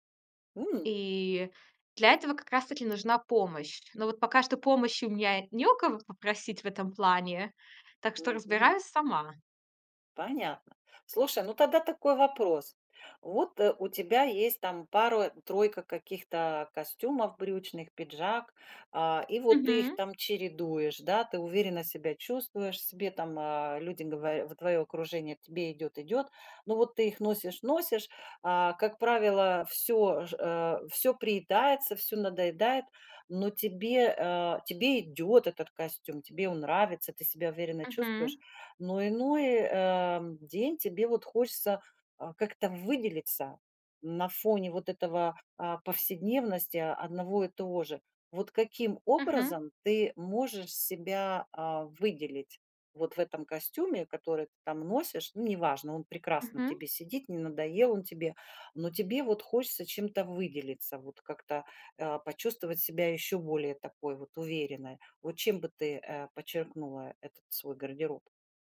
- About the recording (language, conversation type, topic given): Russian, podcast, Как выбирать одежду, чтобы она повышала самооценку?
- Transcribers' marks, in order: none